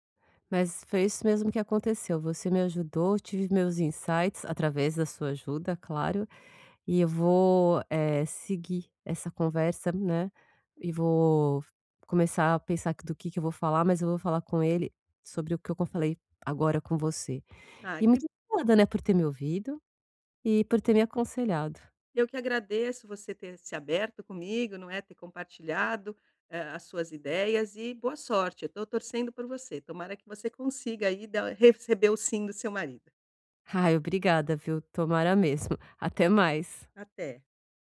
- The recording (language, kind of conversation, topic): Portuguese, advice, Como conciliar planos festivos quando há expectativas diferentes?
- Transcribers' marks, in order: in English: "insights"